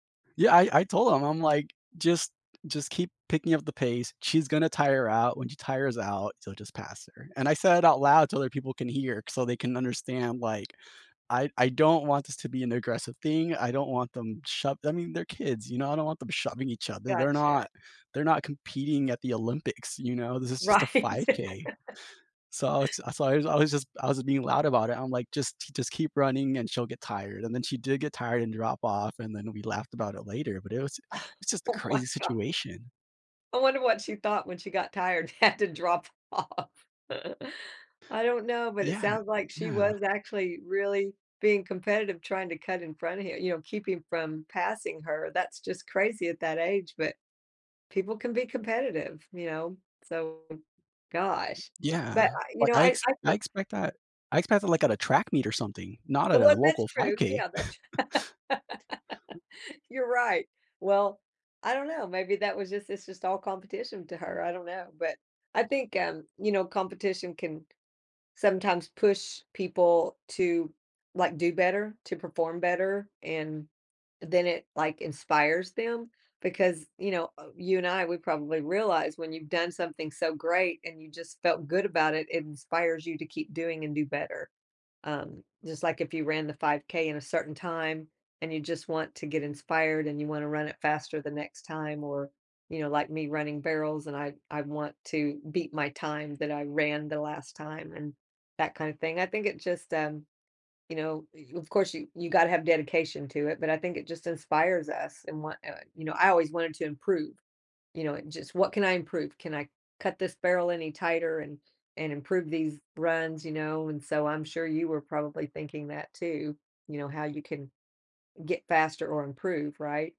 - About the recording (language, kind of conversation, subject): English, unstructured, Why do some people get competitive about their hobbies?
- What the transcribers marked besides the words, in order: other background noise; laughing while speaking: "Right"; laugh; laugh; laughing while speaking: "Oh my god"; laughing while speaking: "had to drop off"; chuckle; tapping; laugh; chuckle